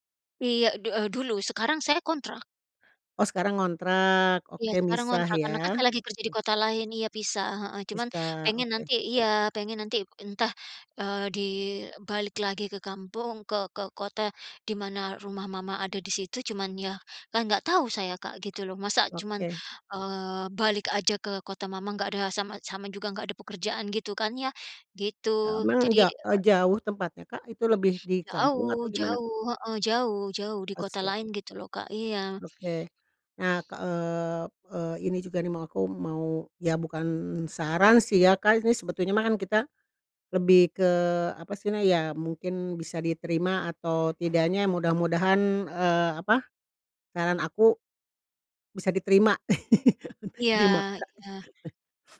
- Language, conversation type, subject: Indonesian, advice, Apa saja kendala yang Anda hadapi saat menabung untuk tujuan besar seperti membeli rumah atau membiayai pendidikan anak?
- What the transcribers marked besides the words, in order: other background noise; laugh; laughing while speaking: "Dimakan"